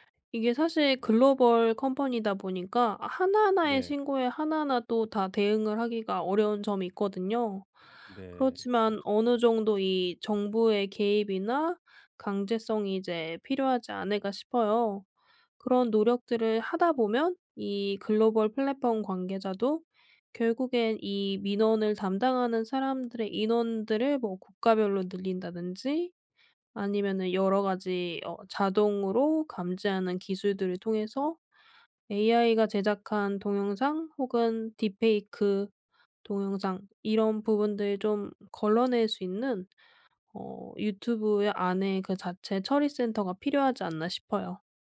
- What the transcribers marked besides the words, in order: in English: "글로벌 컴퍼니다"; other background noise
- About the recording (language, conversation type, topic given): Korean, podcast, 스토리로 사회 문제를 알리는 것은 효과적일까요?